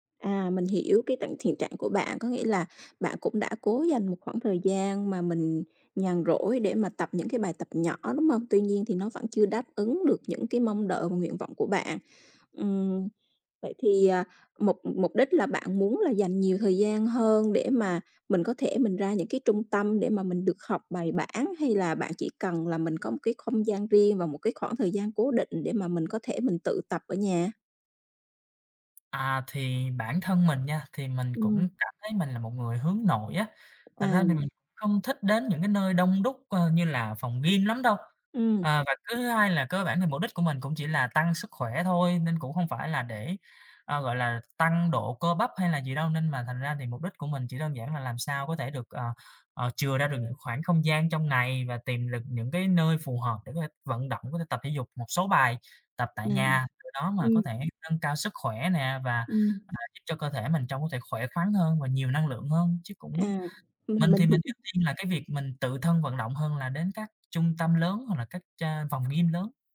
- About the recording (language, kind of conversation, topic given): Vietnamese, advice, Làm sao để sắp xếp thời gian tập luyện khi bận công việc và gia đình?
- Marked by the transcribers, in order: other background noise; unintelligible speech; tapping; "gym" said as "ghim"; "gym" said as "ghim"